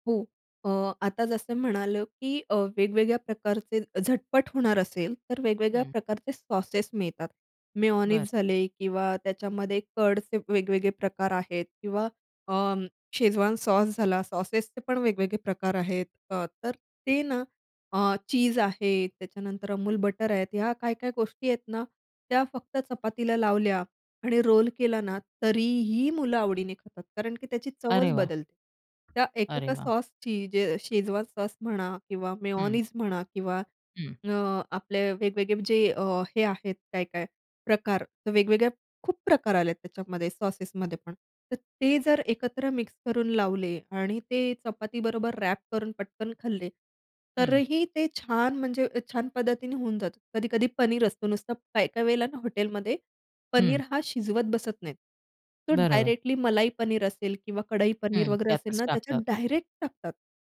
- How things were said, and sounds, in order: tapping; in English: "व्रॅप"
- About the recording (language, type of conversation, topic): Marathi, podcast, उरलेलं अन्न अधिक चविष्ट कसं बनवता?